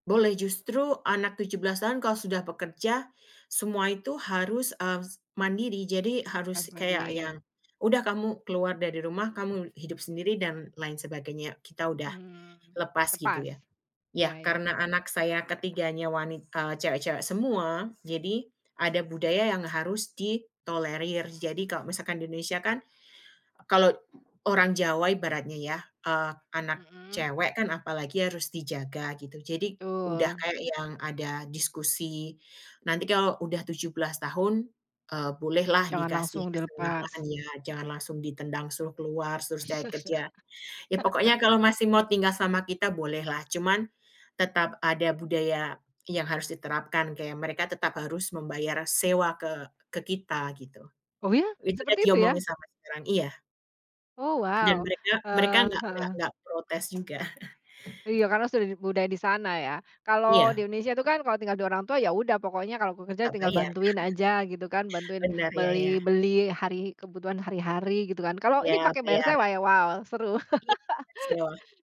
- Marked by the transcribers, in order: chuckle; unintelligible speech; other background noise; tapping; chuckle; unintelligible speech; laugh
- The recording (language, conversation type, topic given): Indonesian, podcast, Pernahkah kamu merasa terombang-ambing di antara dua budaya?
- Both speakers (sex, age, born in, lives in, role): female, 35-39, Indonesia, United States, guest; female, 45-49, Indonesia, Indonesia, host